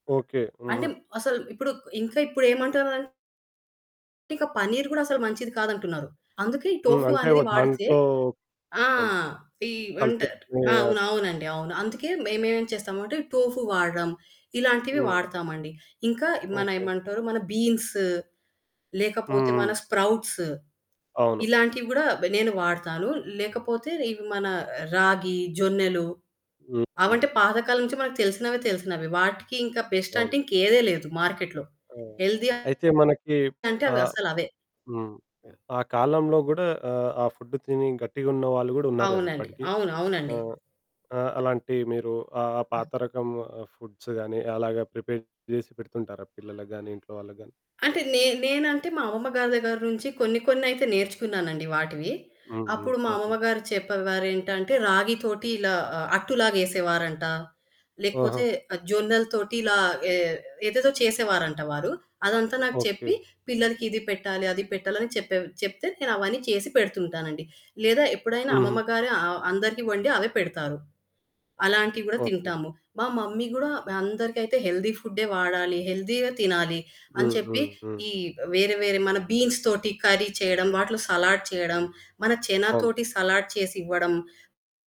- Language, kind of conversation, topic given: Telugu, podcast, వంటను పంచుకునేటప్పుడు అందరి ఆహార అలవాట్ల భిన్నతలను మీరు ఎలా గౌరవిస్తారు?
- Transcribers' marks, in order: distorted speech; in English: "బీన్స్"; in English: "స్ప్రౌట్స్"; in English: "బెస్ట్"; in English: "మార్కెట్‌లో. హెల్తీ"; in English: "ఫుడ్స్"; in English: "ప్రిపేర్"; other background noise; in English: "మమ్మీ"; in English: "హెల్తీ"; in English: "హెల్తీయే"; in English: "బీన్స్"; in English: "కర్రీ"; in English: "సలాడ్"; in English: "సలాడ్"